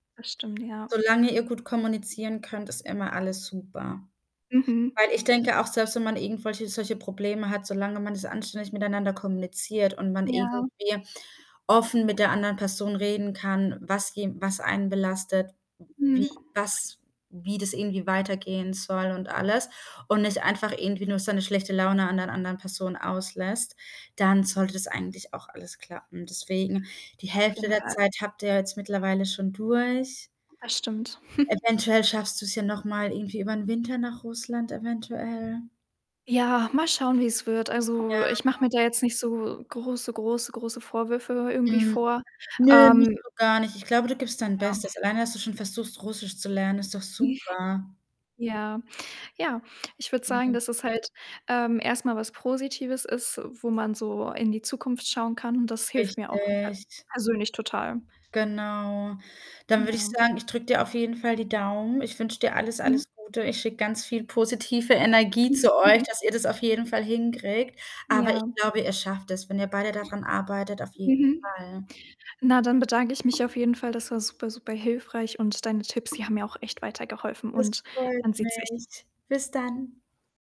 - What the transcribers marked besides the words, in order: other background noise; distorted speech; tapping; chuckle; chuckle; unintelligible speech; drawn out: "Richtig"; chuckle
- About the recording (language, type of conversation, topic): German, advice, Wie geht es dir in einer Fernbeziehung, in der ihr euch nur selten besuchen könnt?